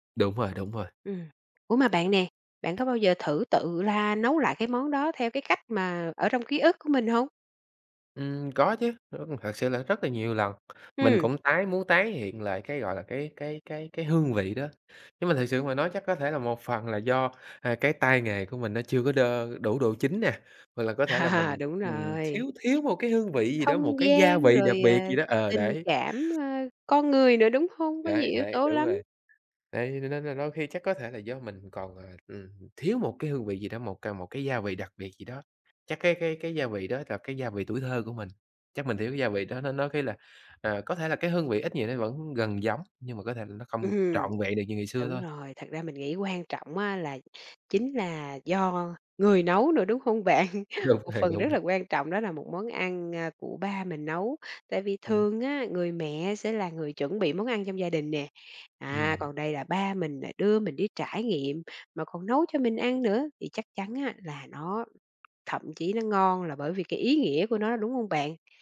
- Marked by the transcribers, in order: other background noise; tapping; laugh; laughing while speaking: "Ừm"; laughing while speaking: "bạn?"; laughing while speaking: "Đúng rồi"
- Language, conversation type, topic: Vietnamese, podcast, Món ăn quê hương nào gắn liền với ký ức của bạn?